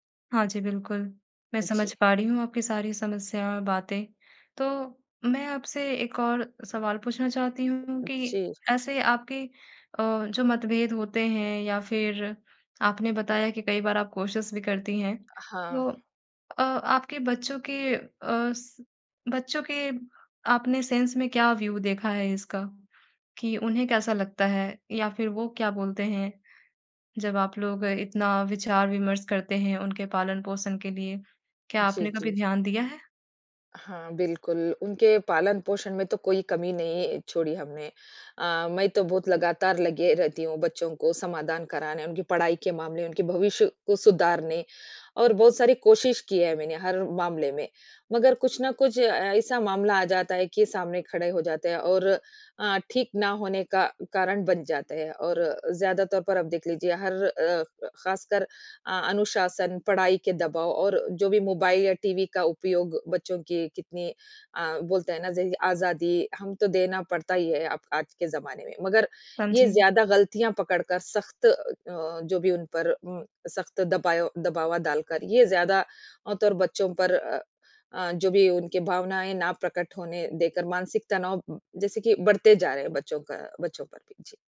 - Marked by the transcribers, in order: other background noise; in English: "सेंस"; in English: "व्यू"
- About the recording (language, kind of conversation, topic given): Hindi, advice, पालन‑पोषण में विचारों का संघर्ष